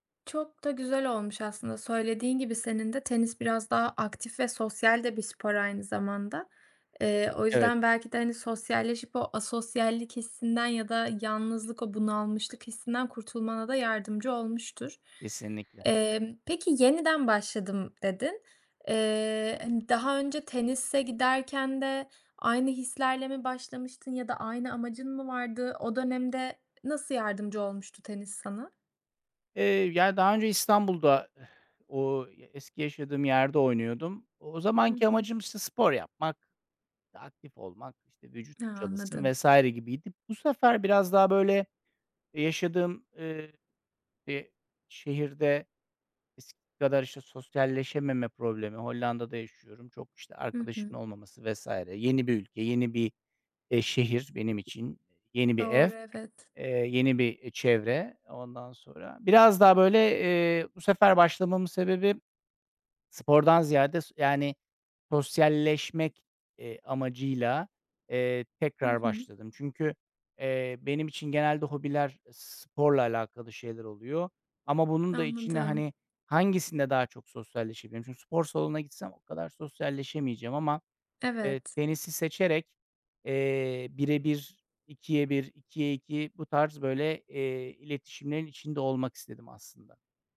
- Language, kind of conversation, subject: Turkish, podcast, Bir hobiyi yeniden sevmen hayatını nasıl değiştirdi?
- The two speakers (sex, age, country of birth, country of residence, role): female, 25-29, Turkey, Italy, host; male, 40-44, Turkey, Netherlands, guest
- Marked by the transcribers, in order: exhale; other background noise